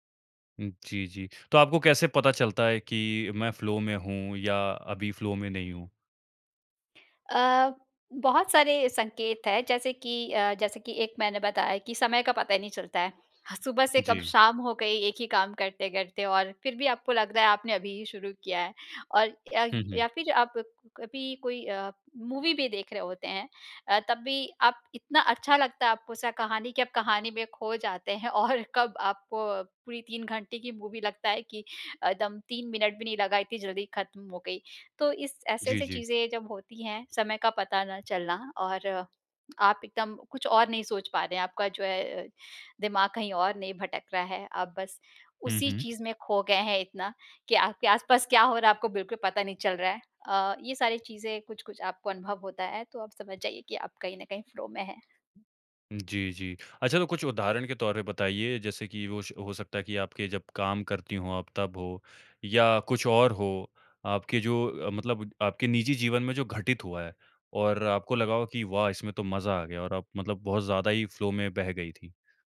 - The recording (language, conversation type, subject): Hindi, podcast, आप कैसे पहचानते हैं कि आप गहरे फ्लो में हैं?
- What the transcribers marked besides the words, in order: in English: "फ़्लो"; in English: "फ़्लो"; in English: "मूवी"; laughing while speaking: "और"; in English: "मूवी"; tapping; in English: "फ़्लो"; in English: "फ़्लो"